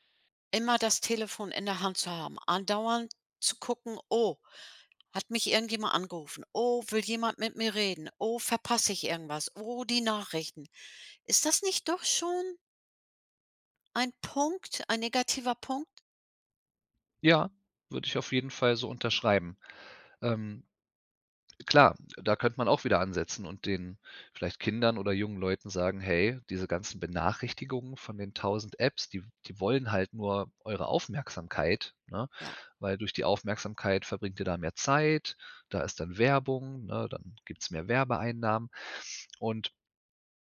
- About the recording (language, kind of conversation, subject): German, podcast, Was nervt dich am meisten an sozialen Medien?
- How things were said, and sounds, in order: none